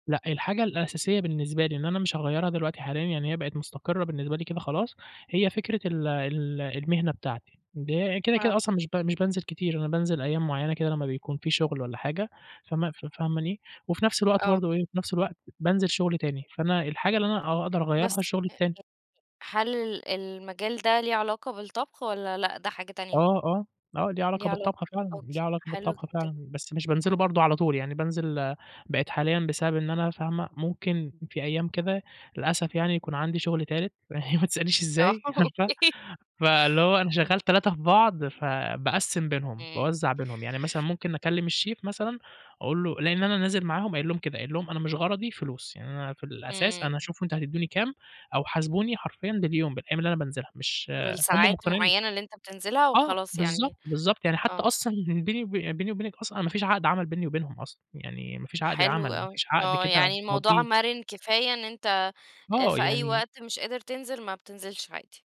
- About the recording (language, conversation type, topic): Arabic, podcast, إزاي تختار بين شغفك وفرصة شغل مستقرة؟
- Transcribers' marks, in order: unintelligible speech; laughing while speaking: "ما تسأليش إزاي"; laughing while speaking: "آه أوكي"; tapping; in English: "الChef"; laughing while speaking: "بيني وب بيني وبينك"